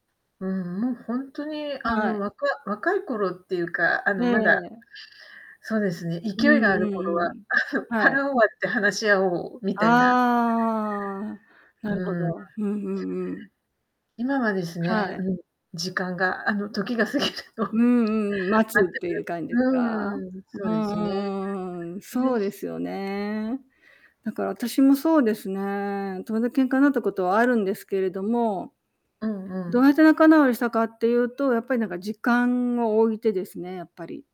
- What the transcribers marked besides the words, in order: distorted speech; chuckle; other background noise; laughing while speaking: "時が過ぎるのを"; tapping
- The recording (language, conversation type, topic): Japanese, unstructured, 友達と意見が合わないとき、どのように対応しますか？